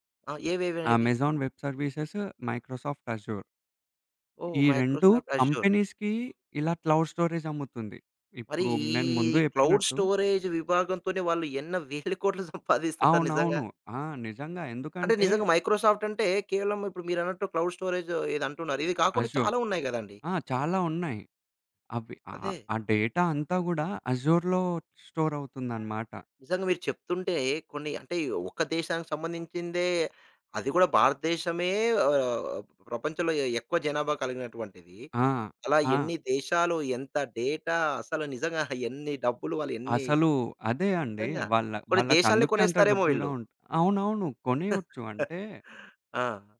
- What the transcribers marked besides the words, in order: other background noise; in English: "అమెజాన్ వెబ్ సర్వీసెస్, మైక్రోసాఫ్ట్ అష్యూర్"; in English: "మైక్రో సాఫ్ట్"; in English: "కంపెనీస్‌కి"; in English: "క్లౌడ్ స్టోరేజ్"; in English: "క్లౌడ్ స్టోరేజ్"; chuckle; in English: "క్లౌడ్ స్టోరేజ్"; in English: "అష్యూర్"; in English: "డేటా"; in English: "అష్యూర్‌లో"; horn; in English: "డేటా?"; chuckle
- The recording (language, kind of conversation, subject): Telugu, podcast, క్లౌడ్ నిల్వను ఉపయోగించి ఫైళ్లను సజావుగా ఎలా నిర్వహిస్తారు?